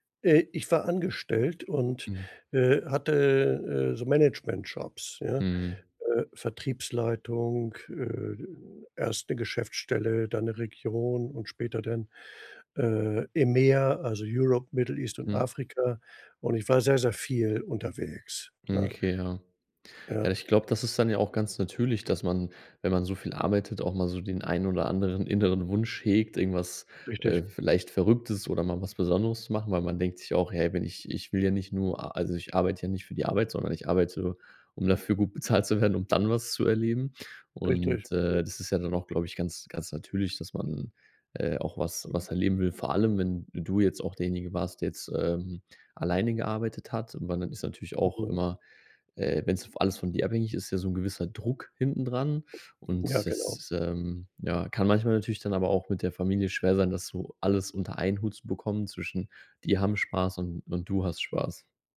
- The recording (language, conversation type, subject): German, advice, Wie kann ich mich von Familienerwartungen abgrenzen, ohne meine eigenen Wünsche zu verbergen?
- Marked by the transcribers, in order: other noise; in English: "Europe, Middle East"; stressed: "dann"; stressed: "Druck"; other background noise